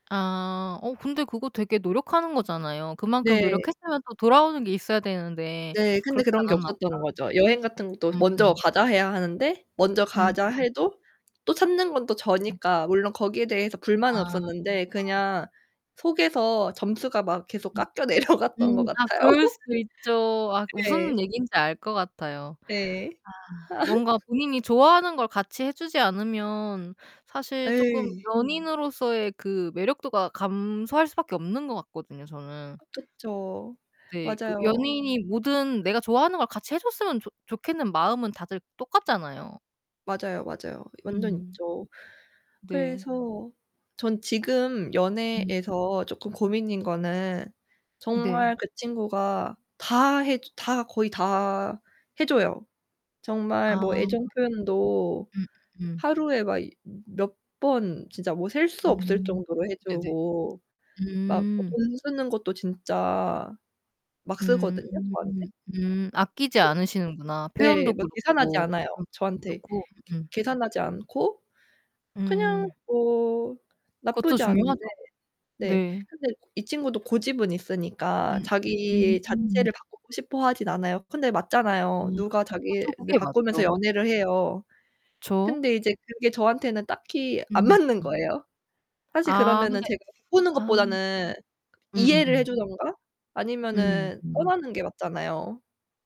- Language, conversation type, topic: Korean, unstructured, 연애에서 가장 중요한 가치는 무엇이라고 생각하시나요?
- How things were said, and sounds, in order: other background noise; distorted speech; laughing while speaking: "내려갔던"; laugh; laugh; background speech; unintelligible speech; unintelligible speech; static